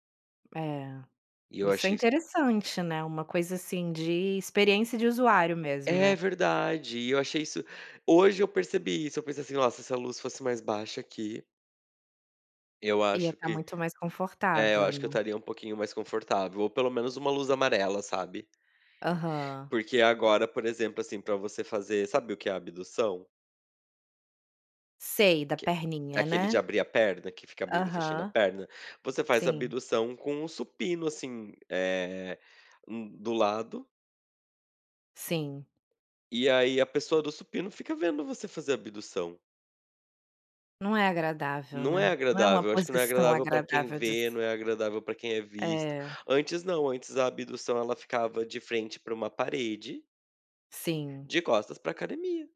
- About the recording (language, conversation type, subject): Portuguese, advice, Como você se sente quando fica intimidado ou desconfortável na academia?
- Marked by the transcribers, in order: other background noise; tapping